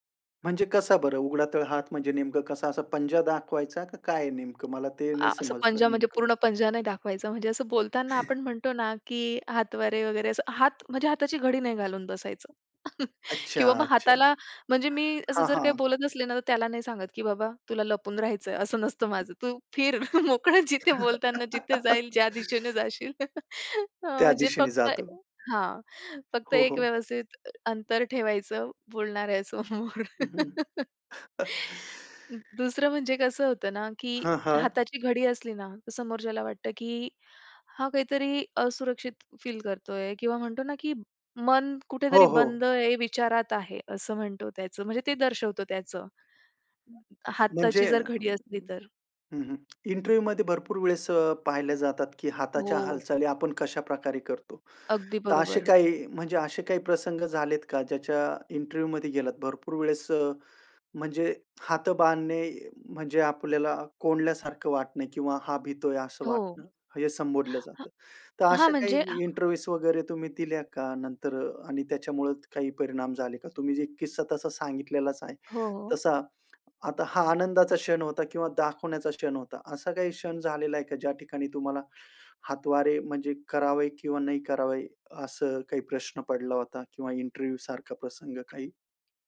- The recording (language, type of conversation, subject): Marathi, podcast, हातांच्या हालचालींचा अर्थ काय असतो?
- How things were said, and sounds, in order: tapping; other background noise; other noise; chuckle; laugh; chuckle; laughing while speaking: "मोकळं, जिथे बोलताना जिथे जाईल ज्या दिशेने जाशील. हां"; chuckle; laugh; in English: "इंटरव्ह्यू"; in English: "इंटरव्ह्यू"; in English: "इंटरव्ह्यूज"; in English: "इंटरव्ह्यू"